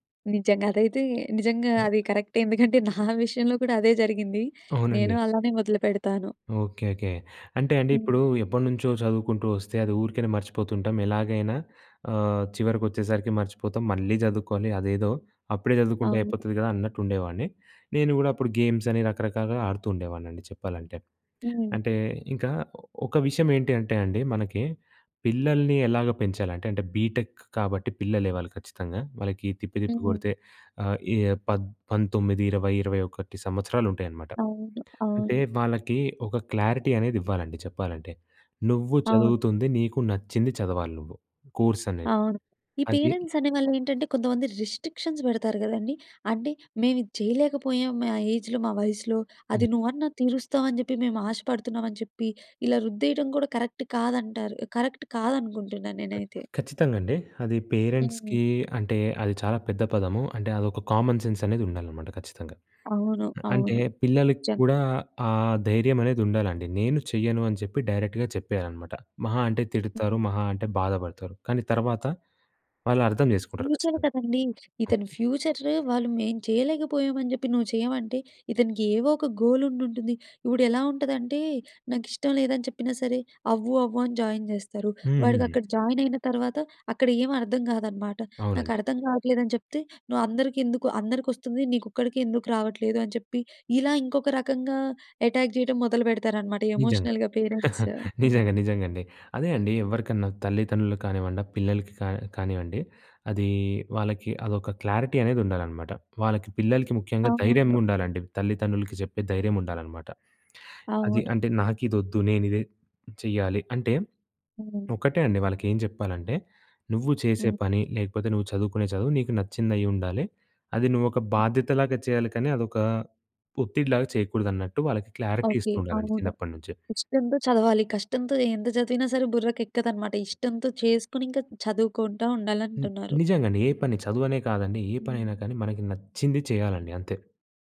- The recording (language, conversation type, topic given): Telugu, podcast, పని, వ్యక్తిగత జీవితాల కోసం ఫోన్‑ఇతర పరికరాల వినియోగానికి మీరు ఏ విధంగా హద్దులు పెట్టుకుంటారు?
- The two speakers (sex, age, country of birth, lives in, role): female, 20-24, India, India, host; male, 20-24, India, India, guest
- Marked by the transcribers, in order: other background noise; laughing while speaking: "నా"; in English: "బీటెక్"; in English: "క్లారిటీ"; in English: "రిస్ట్రిక్షన్స్"; in English: "ఏజ్‌లో"; in English: "కరక్ట్"; in English: "కరక్ట్"; in English: "పేరెంట్స్‌కీ"; in English: "కామన్"; in English: "డైరెక్ట్‌గా"; in English: "ఫ్యూచర్"; in English: "జాయిన్"; in English: "ఎటాక్"; giggle; in English: "ఎమోషనల్‌గా పేరెంట్స్"; in English: "క్లారిటీ"; in English: "క్లారిటీ"